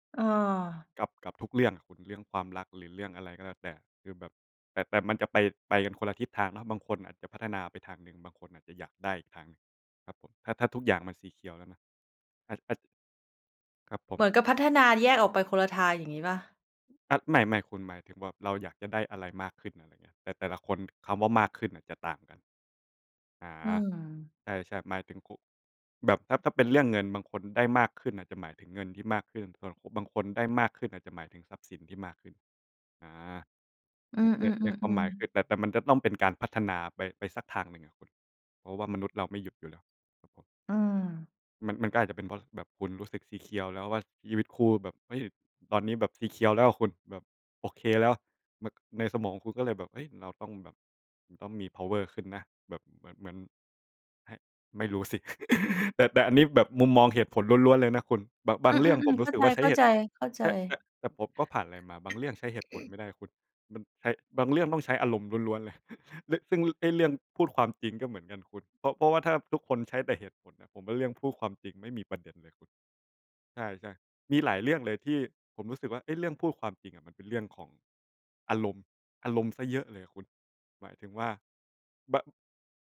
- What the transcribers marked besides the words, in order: in English: "ซีเคียว"; in English: "ซีเคียว"; in English: "ซีเคียว"; chuckle; tapping; throat clearing; chuckle
- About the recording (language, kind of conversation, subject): Thai, unstructured, คุณคิดว่าการพูดความจริงแม้จะทำร้ายคนอื่นสำคัญไหม?